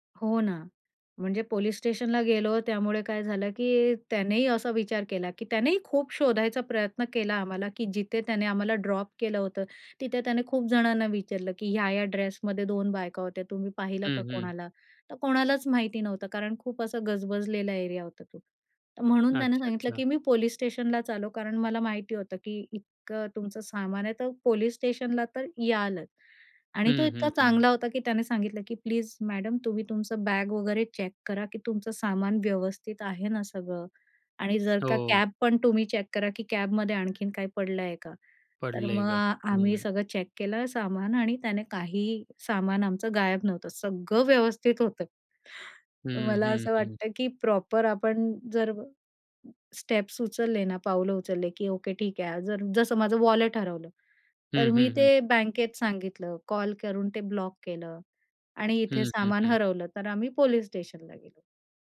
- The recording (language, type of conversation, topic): Marathi, podcast, प्रवासात पैसे किंवा कार्ड हरवल्यास काय करावे?
- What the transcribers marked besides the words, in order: in English: "ड्रॉप"; in English: "चेक"; in English: "चेक"; in English: "चेक"; in English: "प्रॉपर"; in English: "स्टेप्स"; in English: "वॉलेट"